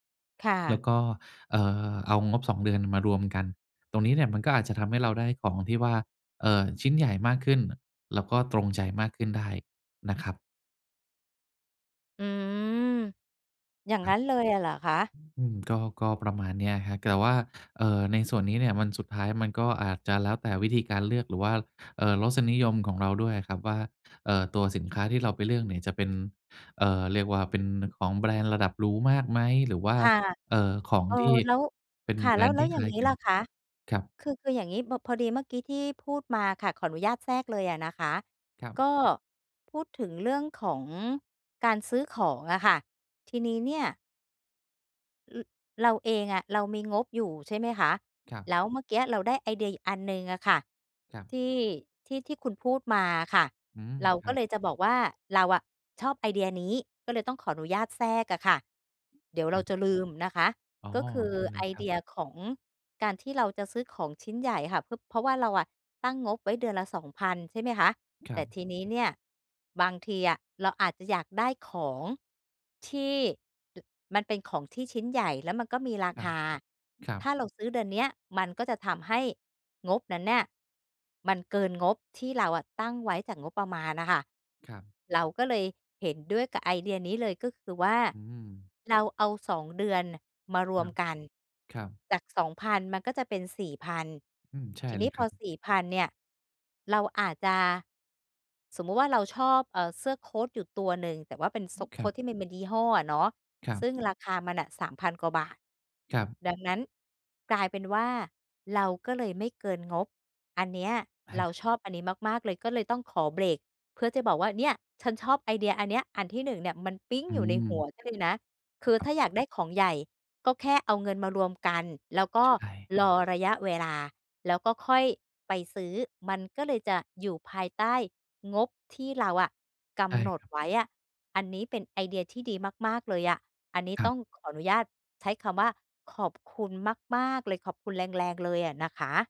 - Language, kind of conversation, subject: Thai, advice, จะช้อปของจำเป็นและเสื้อผ้าให้คุ้มค่าภายใต้งบประมาณจำกัดได้อย่างไร?
- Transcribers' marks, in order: drawn out: "อืม"